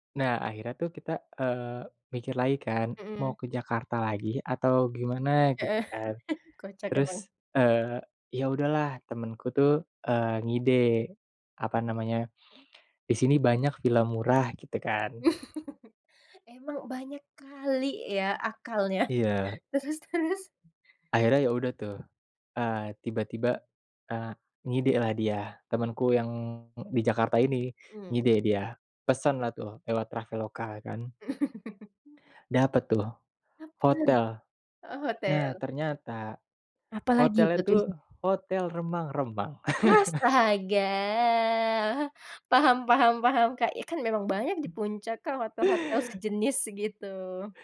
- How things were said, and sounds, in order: other background noise; chuckle; chuckle; chuckle; in English: "plot twist-nya?"; drawn out: "Astaga"; laugh
- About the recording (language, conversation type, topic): Indonesian, podcast, Pernah nggak kamu mengalami pertemuan spontan yang berujung jadi petualangan?